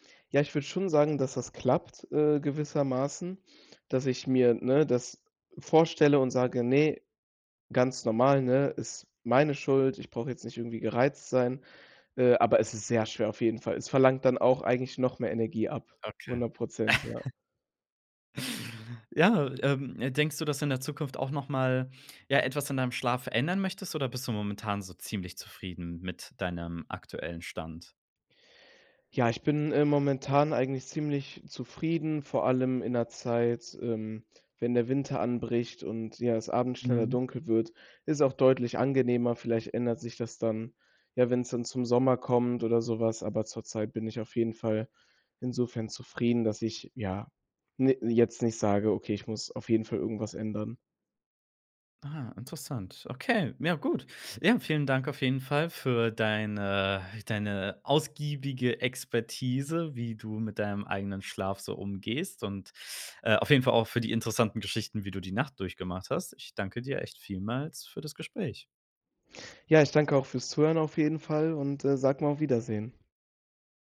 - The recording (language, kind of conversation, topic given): German, podcast, Welche Rolle spielt Schlaf für dein Wohlbefinden?
- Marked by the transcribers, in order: chuckle